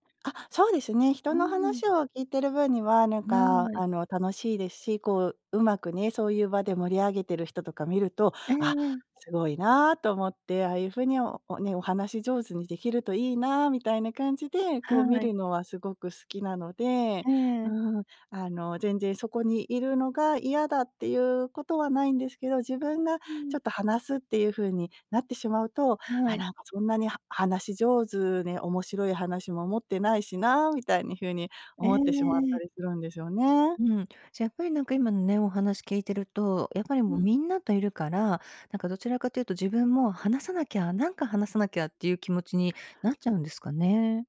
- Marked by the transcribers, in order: unintelligible speech
- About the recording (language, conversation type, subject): Japanese, advice, 大勢の場で会話を自然に続けるにはどうすればよいですか？